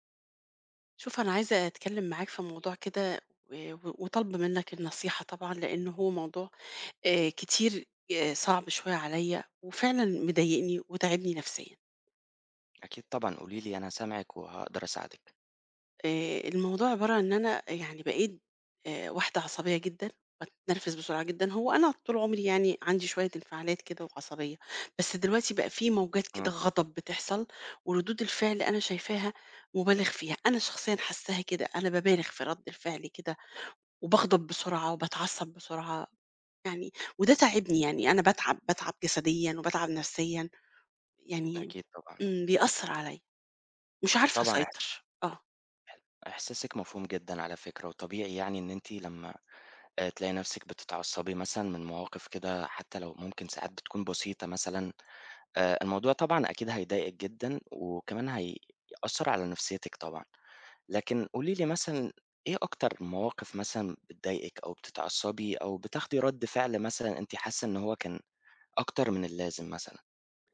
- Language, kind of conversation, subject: Arabic, advice, إزاي بتتعامل مع نوبات الغضب السريعة وردود الفعل المبالغ فيها عندك؟
- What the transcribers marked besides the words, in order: other background noise